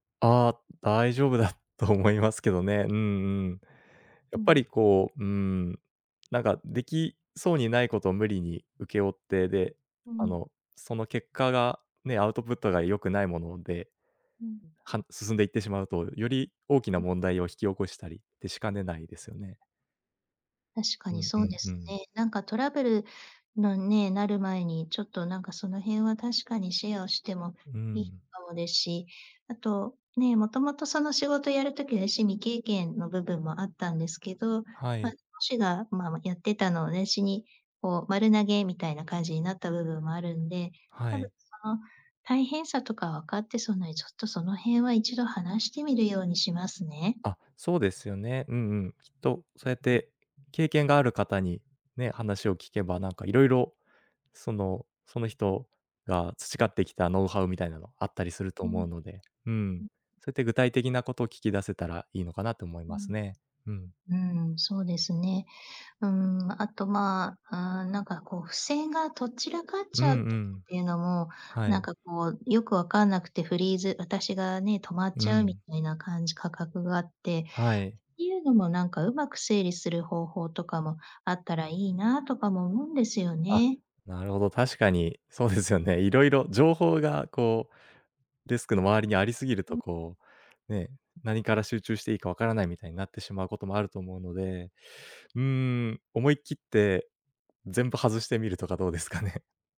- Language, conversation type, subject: Japanese, advice, 締め切りのプレッシャーで手が止まっているのですが、どうすれば状況を整理して作業を進められますか？
- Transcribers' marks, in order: unintelligible speech; in English: "シェア"; in English: "フリーズ"; laughing while speaking: "どうですかね？"